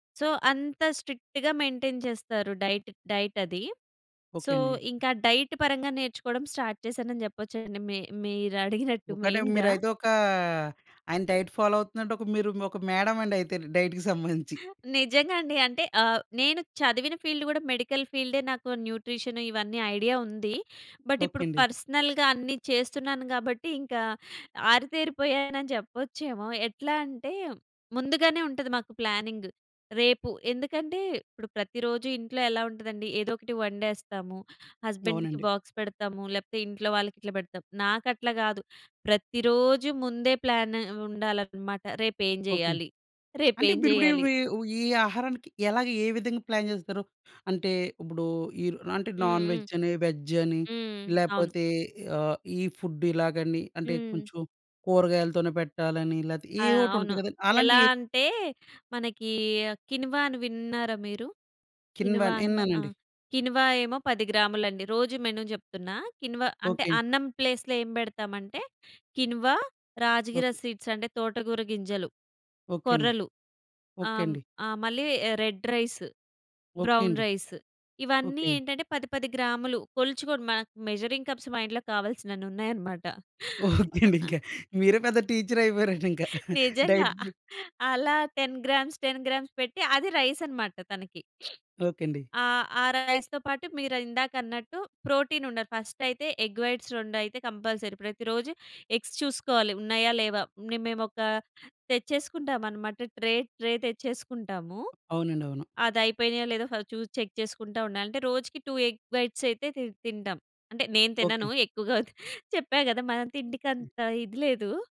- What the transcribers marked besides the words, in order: in English: "సో"; in English: "స్ట్రిక్ట్‌గా మెయింటైన్"; in English: "డైట్, డైట్"; in English: "సో"; in English: "డైట్"; in English: "స్టార్ట్"; in English: "మెయిన్‌గా"; in English: "డైట్ ఫాలో"; in English: "మేడం"; in English: "డైట్‌కి"; laughing while speaking: "సంబంధించి"; in English: "ఫీల్డ్"; in English: "మెడికల్ ఫీల్డే"; in English: "న్యూట్రిషన్"; in English: "ఐడియా"; other background noise; in English: "బట్"; in English: "పర్సనల్‌గా"; in English: "ప్లానింగ్"; in English: "హస్బాండ్‌కి బాక్స్"; in English: "ప్లాన్"; in English: "ప్లాన్"; in English: "నాన్‌వెజ్"; in English: "వెజ్"; in English: "ఫుడ్"; in English: "మెను"; in English: "ప్లేస్‌లో"; in English: "సీడ్స్"; in English: "రెడ్ రైస్ బ్రౌన్ రైస్"; in English: "మెజరింగ్ కప్స్"; laugh; in English: "టెన్ గ్రామ్స్, టెన్ గ్రామ్స్"; laughing while speaking: "ఓకే అండి. ఇంకా మీరే పెద్ద టీచరయిపోయారండి ఇంకా. డైట్ ప్రీ"; in English: "రైస్"; in English: "డైట్ ప్రీ"; sniff; in English: "రైస్‌తో"; in English: "ప్రోటీన్"; in English: "ఎగ్ వైట్స్"; in English: "కంపల్సరీ"; in English: "ఎగ్స్"; in English: "ట్రే ట్రే"; in English: "ఫస్ట్"; tapping; in English: "చెక్"; in English: "టూ ఎగ్ బైట్స్"; laughing while speaking: "ఎక్కువగా తి చెప్పా కదా! మనం తిండికంత ఇది లేదు"
- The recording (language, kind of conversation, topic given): Telugu, podcast, ఆహారాన్ని ముందే ప్రణాళిక చేసుకోవడానికి మీకు ఏవైనా సూచనలు ఉన్నాయా?